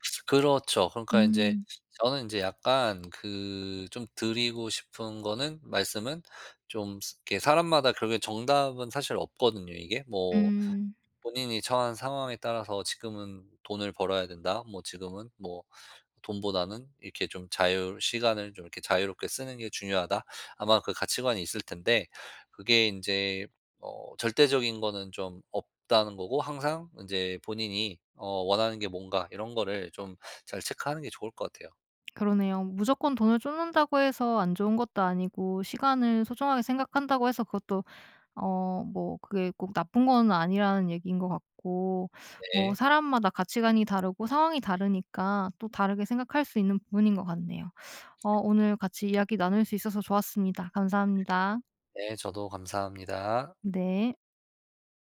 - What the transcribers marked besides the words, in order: other background noise
- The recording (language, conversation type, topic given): Korean, podcast, 돈과 시간 중 무엇을 더 소중히 여겨?